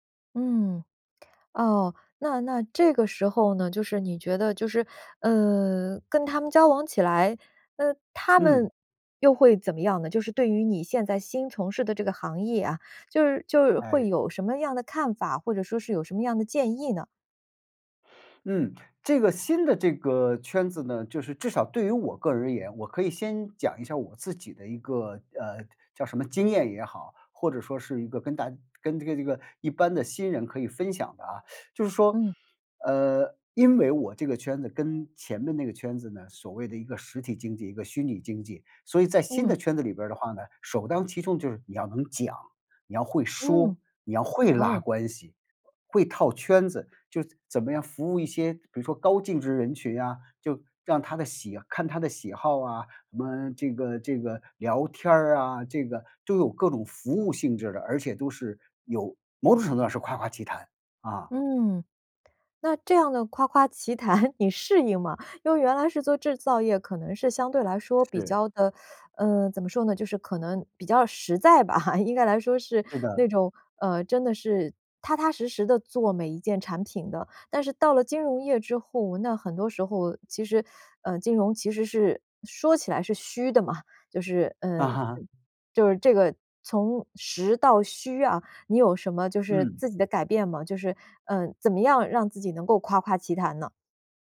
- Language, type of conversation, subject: Chinese, podcast, 转行后怎样重新建立职业人脉？
- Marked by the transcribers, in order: teeth sucking; other background noise; laughing while speaking: "谈"; laugh